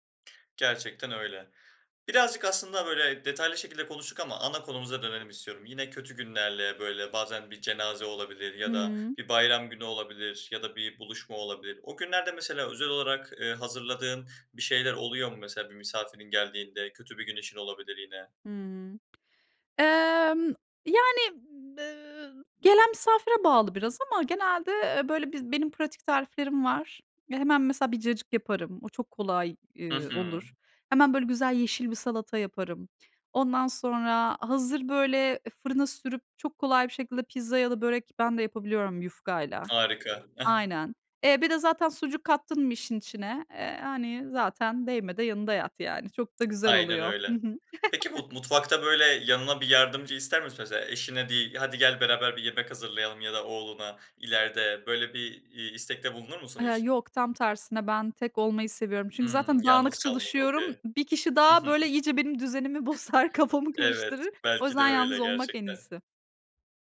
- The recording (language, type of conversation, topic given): Turkish, podcast, Hangi yemekler kötü bir günü daha iyi hissettirir?
- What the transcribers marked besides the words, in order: other background noise; tapping; drawn out: "Emm"; other noise; chuckle; in English: "okey"; laughing while speaking: "bozar"